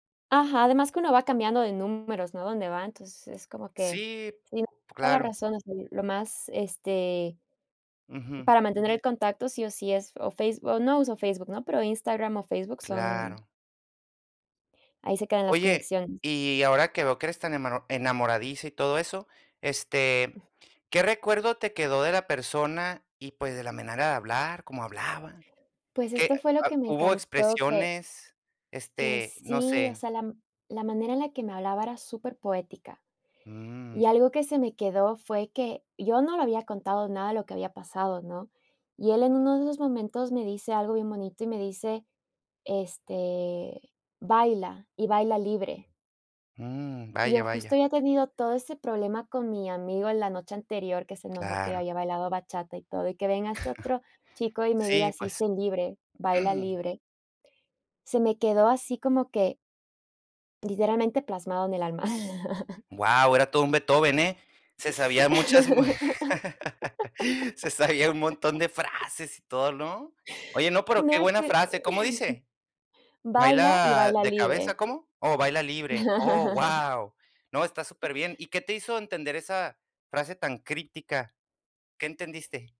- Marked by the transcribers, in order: other background noise; other noise; chuckle; throat clearing; chuckle; laugh; chuckle; laugh
- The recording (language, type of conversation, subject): Spanish, podcast, ¿Puedes contarme sobre una conversación memorable que tuviste con alguien del lugar?